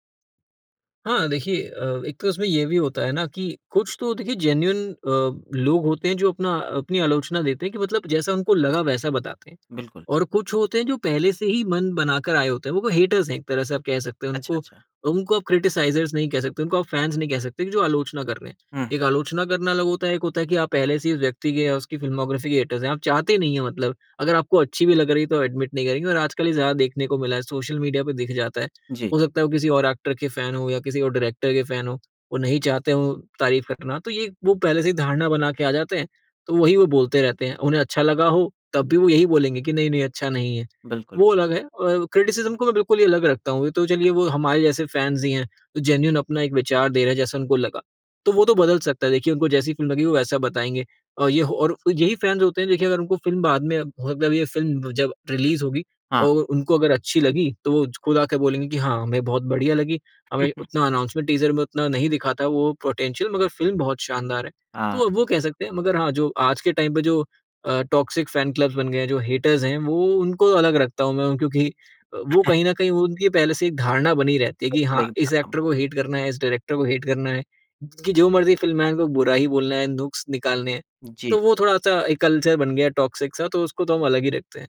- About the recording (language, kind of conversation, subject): Hindi, podcast, बचपन की कौन सी फिल्म तुम्हें आज भी सुकून देती है?
- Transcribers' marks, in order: in English: "जेन्युइन"; in English: "हेटर्स"; in English: "क्रिटिसाइज़र्स"; in English: "फैंस"; in English: "फ़िल्मोग्राफ़ी"; in English: "हेटर्स"; in English: "एडमिट"; in English: "एक्टर"; in English: "फैन"; in English: "डायरेक्टर"; in English: "फैन"; in English: "क्रिटिसिज़्म"; in English: "फैंस"; in English: "जेन्युइन"; in English: "फैंस"; in English: "रिलीज़"; chuckle; in English: "अनाउंसमेंट टीज़र"; in English: "पोटेंशियल"; in English: "टाइम"; in English: "टॉक्सिक फैन क्लब्स"; in English: "हेटर्स"; other background noise; in English: "एक्टर"; in English: "हेट"; in English: "डायरेक्टर"; in English: "हेट"; in English: "कल्चर"; in English: "टॉक्सिक"